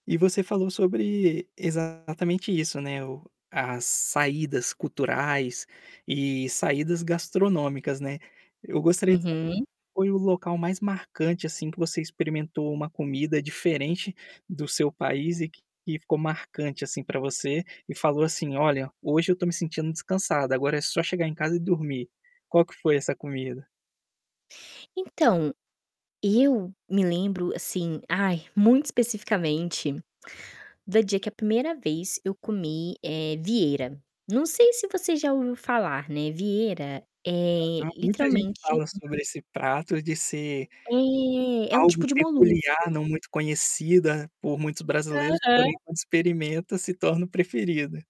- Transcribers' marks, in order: distorted speech; static
- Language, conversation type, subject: Portuguese, podcast, Como você costuma descansar depois de um dia puxado?